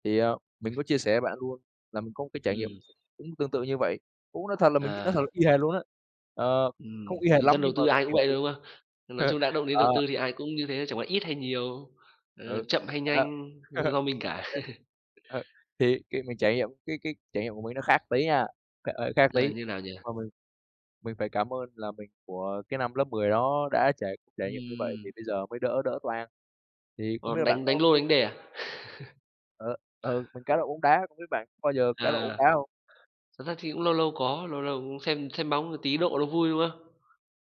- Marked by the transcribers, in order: other background noise; chuckle; chuckle; laugh; tapping; chuckle
- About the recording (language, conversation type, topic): Vietnamese, unstructured, Bạn đã từng thất bại và học được điều gì từ đó?